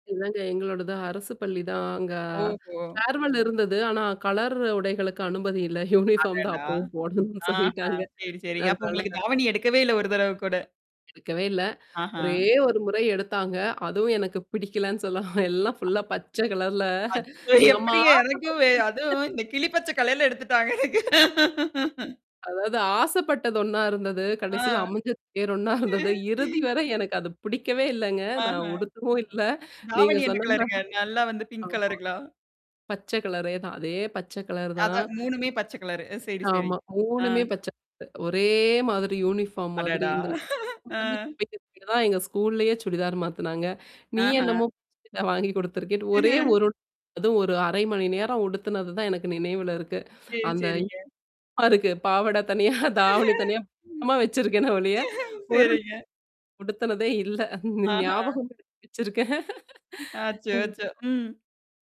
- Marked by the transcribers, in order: mechanical hum; in English: "ஃபேர்வெல்"; in English: "யூனிபார்ம்"; laughing while speaking: "போடணும்னு சொல்லிட்டாங்க"; tapping; laughing while speaking: "பிடிக்கலேன்னு சொல்லாம்"; other noise; laughing while speaking: "கலர்ல நம்ம"; distorted speech; unintelligible speech; laughing while speaking: "இந்தக் கிளி பச்ச கலர்ல எடுத்துட்டாங்க எனக்கு"; laugh; other background noise; in English: "பிங்க் கலருங்களா?"; unintelligible speech; in English: "யூனிபார்ம்"; laugh; unintelligible speech; unintelligible speech; laugh; unintelligible speech; laugh; laughing while speaking: "பாவாடை தனியா, தாவணி தனியா இன்னமும் வச்சிருக்கேன்னு ஒழிய"; laughing while speaking: "ஞாபகம் வச்சிருக்கேன்"; unintelligible speech
- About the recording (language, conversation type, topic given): Tamil, podcast, சொந்த கலாச்சாரம் உன் உடையில் எவ்வளவு வெளிப்படுகிறது?
- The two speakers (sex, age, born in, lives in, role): female, 25-29, India, India, host; female, 35-39, India, India, guest